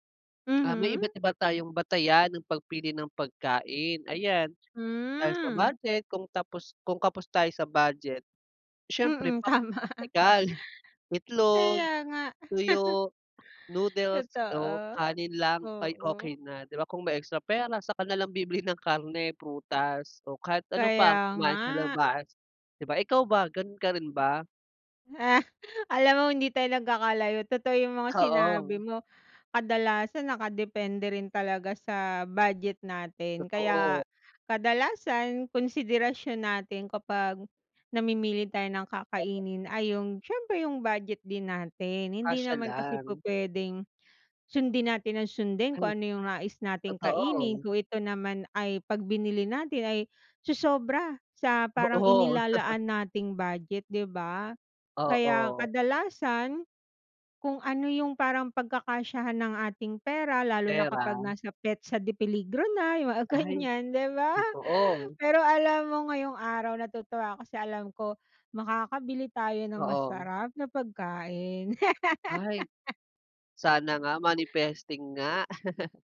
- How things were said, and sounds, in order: tapping; laughing while speaking: "tama"; chuckle; laugh; chuckle; laughing while speaking: "mga ganyan, di ba?"; laugh; chuckle
- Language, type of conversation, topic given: Filipino, unstructured, Paano mo pinipili ang mga pagkaing kinakain mo araw-araw?